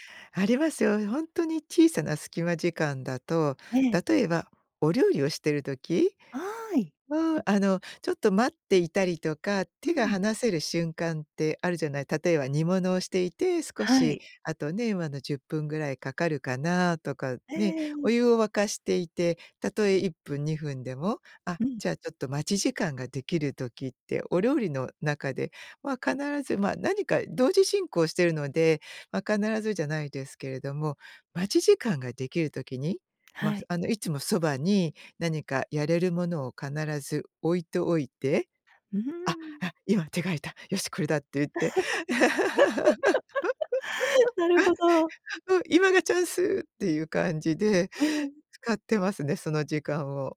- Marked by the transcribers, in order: laugh; laugh
- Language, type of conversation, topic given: Japanese, podcast, 時間がないとき、効率よく学ぶためにどんな工夫をしていますか？